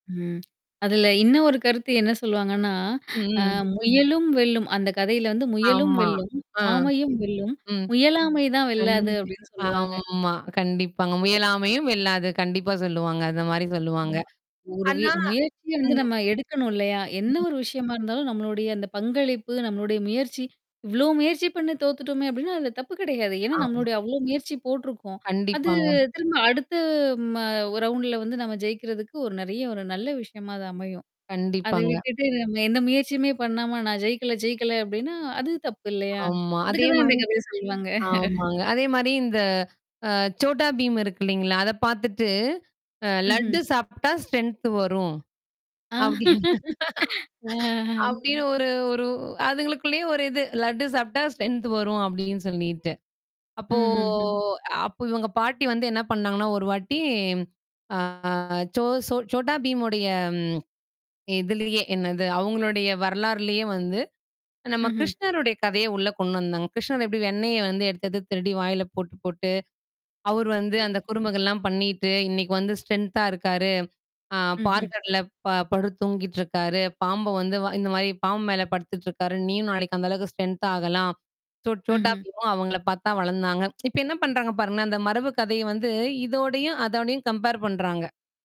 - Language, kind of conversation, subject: Tamil, podcast, மரபுக் கதைகளை அடுத்த தலைமுறையினருக்கு எவ்வாறு சுவாரஸ்யமாகச் சொல்லலாம்?
- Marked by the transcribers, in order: tapping; distorted speech; drawn out: "கண்டிப்பா"; unintelligible speech; mechanical hum; drawn out: "அது"; drawn out: "அடுத்து"; in English: "ரவுண்ட்ல"; chuckle; in English: "ஸ்ட்ரென்த்"; laughing while speaking: "அப்டீன்னு அப்டின்னு ஒரு, ஒரு அதுங்களுக்குள்ளேயே ஒரு இது லட்டு சாப்ட்டா ஸ்ட்ரென்த் வரும்"; laughing while speaking: "அ"; drawn out: "அ"; in English: "ஸ்ட்ரென்த்"; drawn out: "அப்போ"; static; in English: "ஸ்ட்ரென்த்தா"; "வேர்கடல" said as "பார்கடல"; in English: "ஸ்ட்ரென்த்தாகலாம்"; tsk; in English: "கம்பேர்"